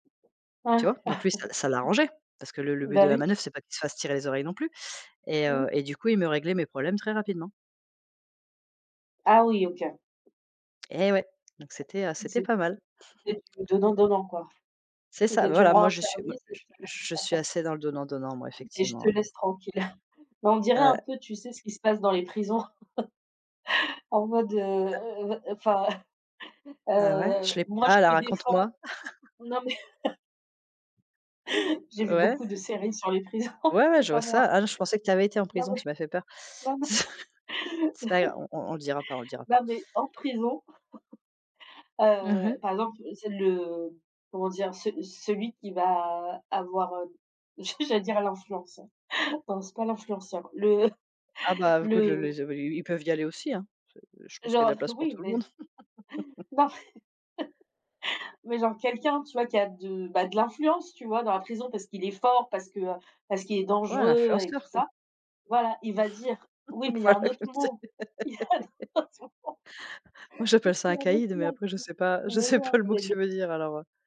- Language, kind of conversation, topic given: French, unstructured, Comment une période de transition a-t-elle redéfini tes aspirations ?
- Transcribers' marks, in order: other background noise; chuckle; chuckle; chuckle; chuckle; chuckle; chuckle; laughing while speaking: "prisons"; chuckle; laugh; chuckle; chuckle; laughing while speaking: "le"; unintelligible speech; chuckle; laughing while speaking: "Voilà comme c'est"; laugh; laughing while speaking: "Il y a un autre mot"; unintelligible speech